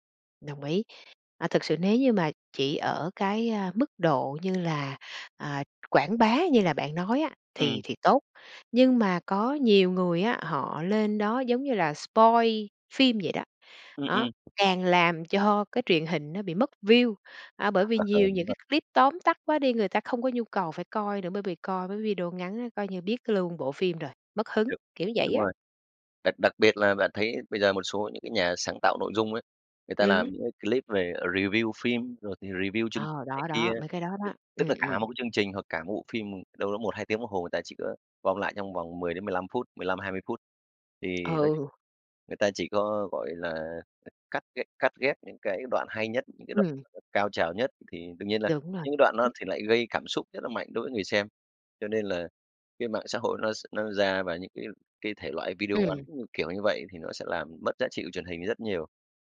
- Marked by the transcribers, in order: tapping; in English: "spoil"; in English: "view"; other background noise; in English: "review"; in English: "review"
- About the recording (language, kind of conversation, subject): Vietnamese, podcast, Bạn nghĩ mạng xã hội ảnh hưởng thế nào tới truyền hình?
- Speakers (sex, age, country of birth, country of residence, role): female, 45-49, Vietnam, Vietnam, host; male, 35-39, Vietnam, Vietnam, guest